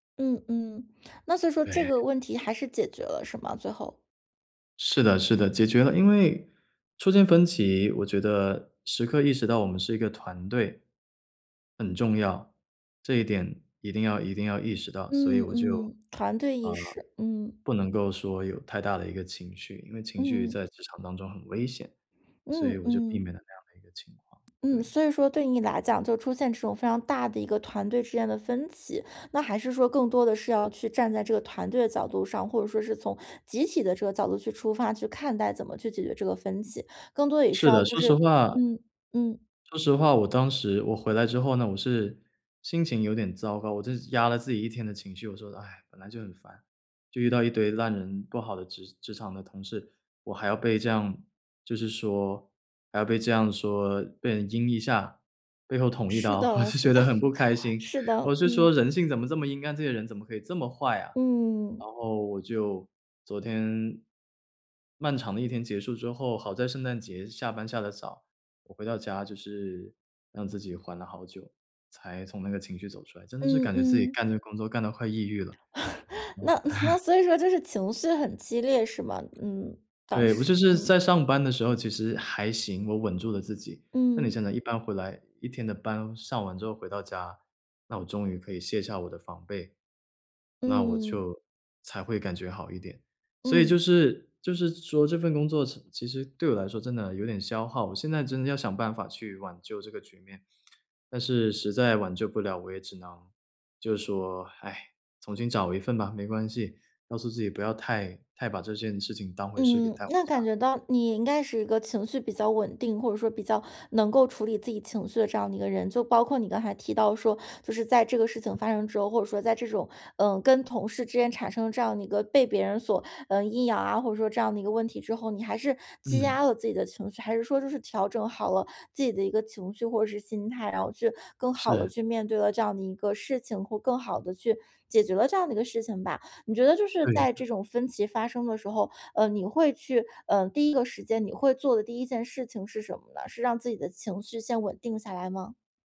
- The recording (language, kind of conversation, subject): Chinese, podcast, 团队里出现分歧时你会怎么处理？
- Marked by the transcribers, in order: sneeze; laughing while speaking: "我是觉得很不开心"; laugh; laughing while speaking: "那 那所以说"; laugh; other background noise